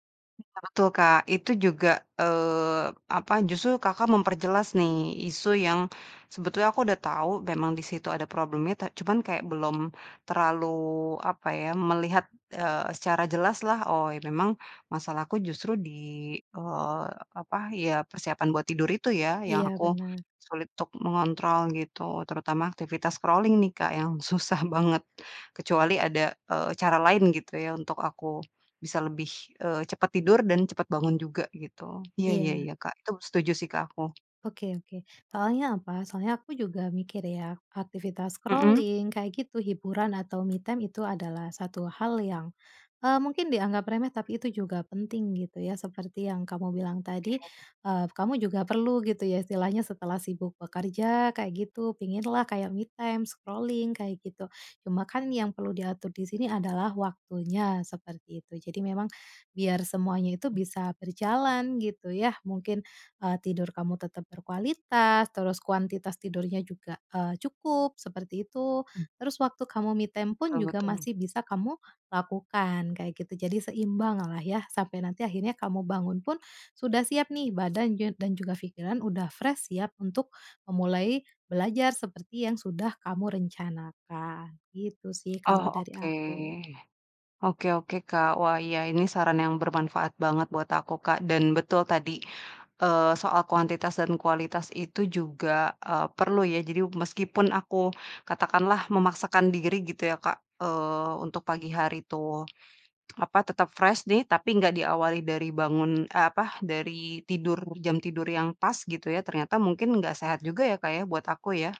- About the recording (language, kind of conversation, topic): Indonesian, advice, Kenapa saya sulit bangun pagi secara konsisten agar hari saya lebih produktif?
- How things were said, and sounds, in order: in English: "scrolling"; other background noise; in English: "scrolling"; in English: "me time"; in English: "me time, scrolling"; in English: "me time"; in English: "fresh"; in English: "fresh"